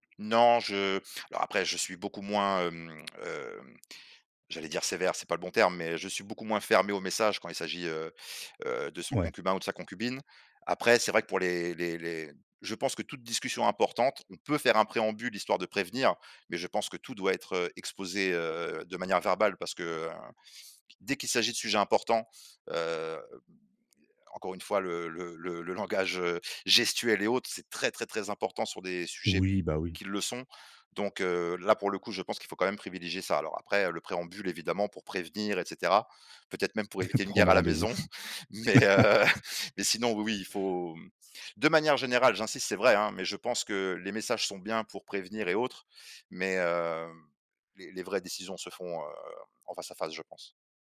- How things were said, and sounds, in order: stressed: "peut"; stressed: "gestuel"; chuckle; laugh; chuckle; laughing while speaking: "Mais heu"
- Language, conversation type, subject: French, podcast, Préférez-vous les messages écrits ou une conversation en face à face ?